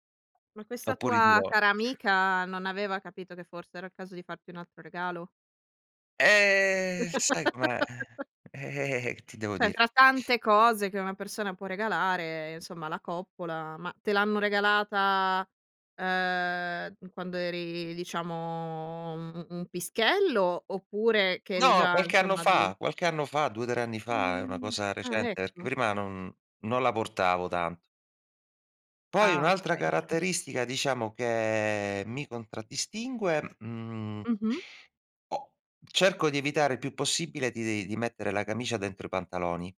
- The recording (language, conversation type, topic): Italian, podcast, Che cosa ti fa sentire autentico nel tuo modo di vestirti?
- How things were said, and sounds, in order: other background noise; chuckle; drawn out: "Mh"; drawn out: "che"